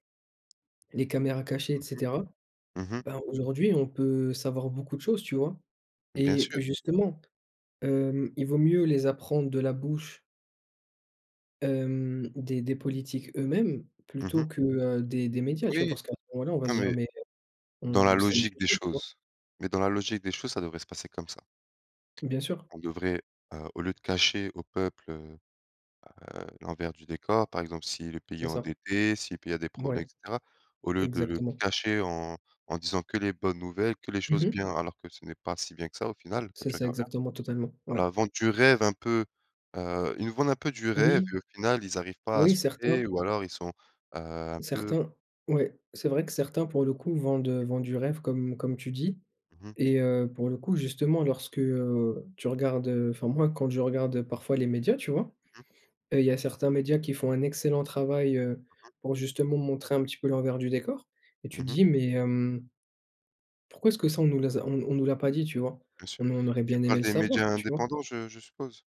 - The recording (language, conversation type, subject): French, unstructured, Que penses-tu de la transparence des responsables politiques aujourd’hui ?
- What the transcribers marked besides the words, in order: other background noise; stressed: "Oui"; unintelligible speech; tapping